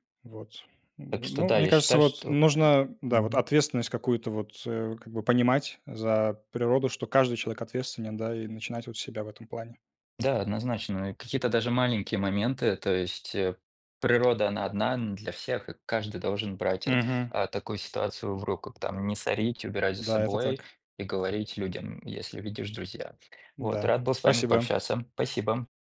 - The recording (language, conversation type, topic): Russian, unstructured, Какие простые действия помогают сохранить природу?
- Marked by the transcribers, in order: other background noise